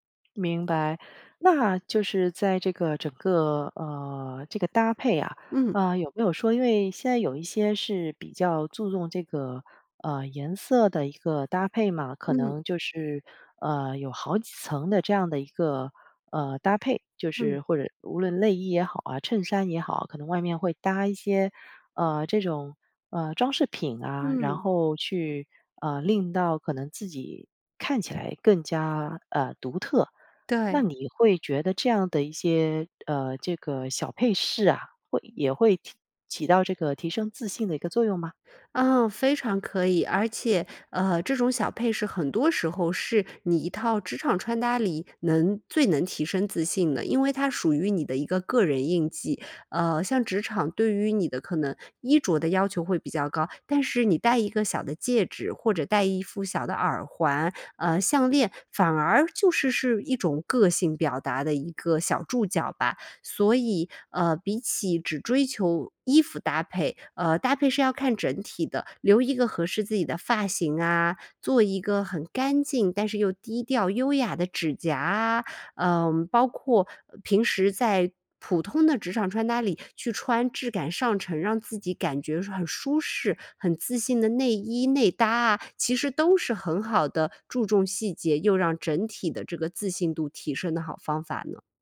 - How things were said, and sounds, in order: none
- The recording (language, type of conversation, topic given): Chinese, podcast, 你是否有过通过穿衣打扮提升自信的经历？